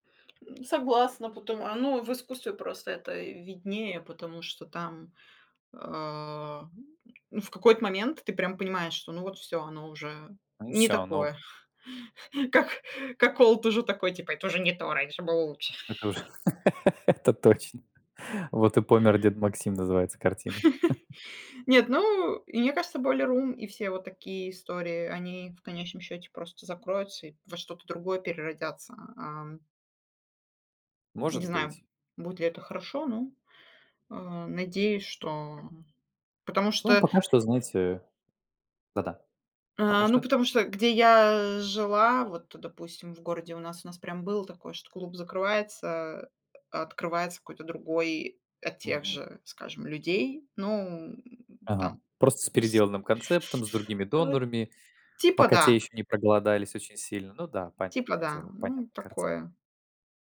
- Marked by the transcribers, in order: chuckle; in English: "old"; put-on voice: "Это уже не то, раньше было лучше"; laugh; tapping; other background noise; chuckle; chuckle; teeth sucking
- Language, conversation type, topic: Russian, unstructured, Как музыка влияет на твоё настроение в течение дня?